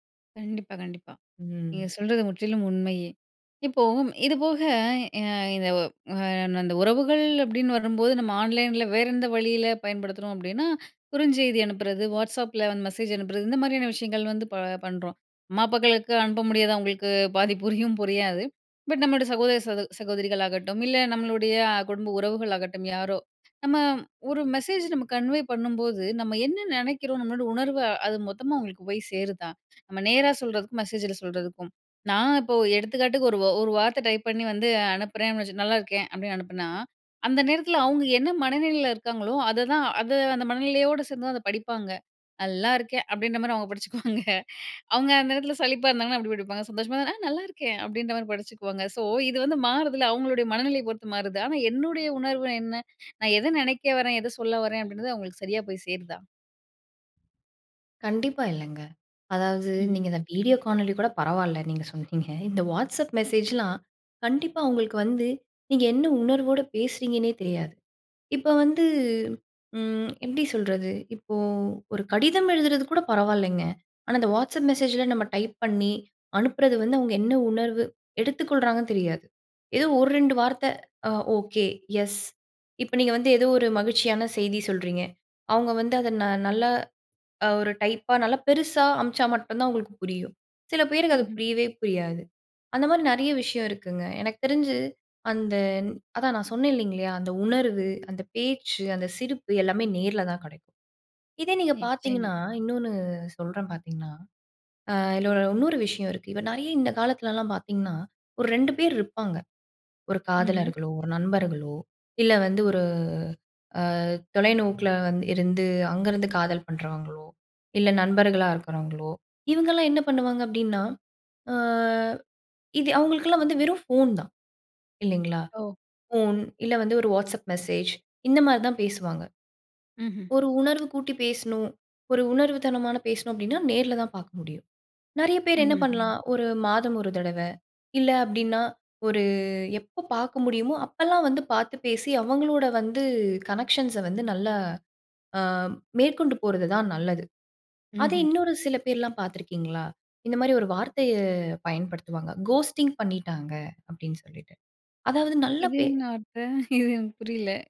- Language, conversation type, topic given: Tamil, podcast, ஆன்லைன் மற்றும் நேரடி உறவுகளுக்கு சீரான சமநிலையை எப்படி பராமரிப்பது?
- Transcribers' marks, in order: in English: "கன்வே"; in English: "படிச்சுக்குவாங்க"; joyful: "நான் நல்லாயிருக்கேன்"; in English: "ஸோ"; "இல்லைங்களா" said as "இல்லைங்களையா"; drawn out: "ஒரு"; drawn out: "அ"; in English: "கனெக்ஷன்ஸை"; in English: "கோஸ்ட்டிங்"; other background noise; laughing while speaking: "இது எனக்கு புரியல"